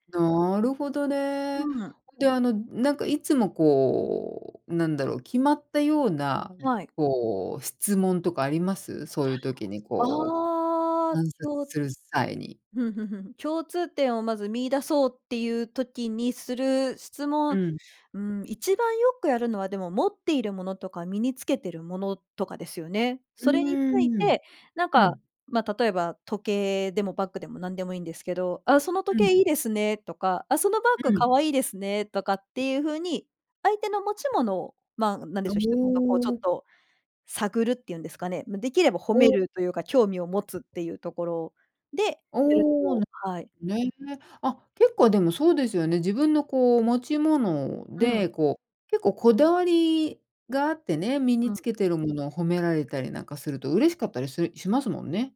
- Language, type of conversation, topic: Japanese, podcast, 共通点を見つけるためには、どのように会話を始めればよいですか?
- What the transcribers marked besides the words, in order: none